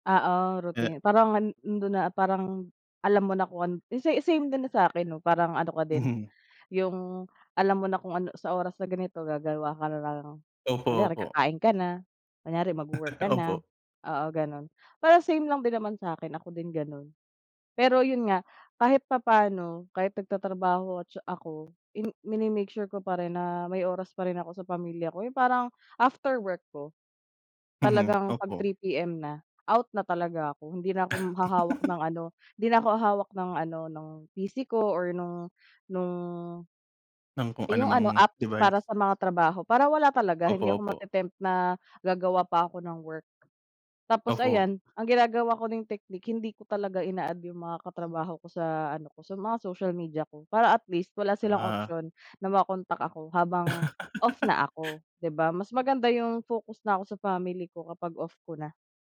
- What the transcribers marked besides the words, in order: chuckle; tapping; giggle; laugh
- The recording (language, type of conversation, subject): Filipino, unstructured, Paano mo nakikita ang balanse sa pagitan ng trabaho at personal na buhay?